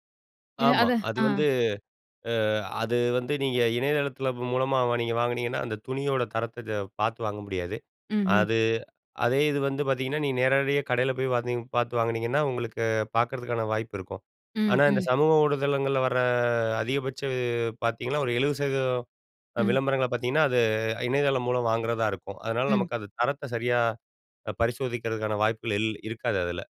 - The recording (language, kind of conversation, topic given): Tamil, podcast, சமூக ஊடகம் உங்கள் உடைத் தேர்வையும் உடை அணியும் முறையையும் மாற்ற வேண்டிய அவசியத்தை எப்படி உருவாக்குகிறது?
- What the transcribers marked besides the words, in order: drawn out: "வர"